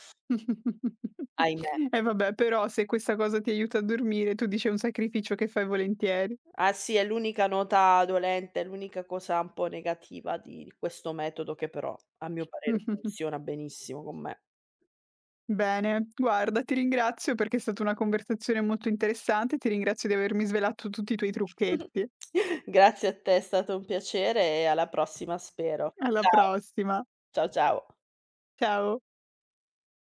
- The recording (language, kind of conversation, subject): Italian, podcast, Qual è un rito serale che ti rilassa prima di dormire?
- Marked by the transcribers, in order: chuckle; other background noise; tapping; chuckle; chuckle